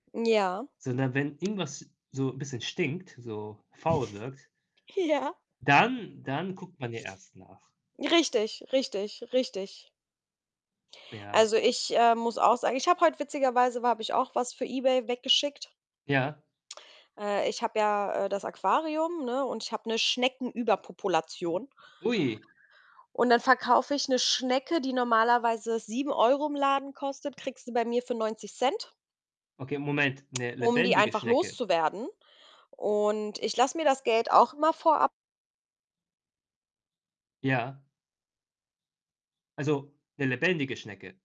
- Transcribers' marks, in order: other background noise; chuckle; laughing while speaking: "Ja"; stressed: "dann"
- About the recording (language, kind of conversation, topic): German, unstructured, Welche Auswirkungen hatte die Erfindung des Internets?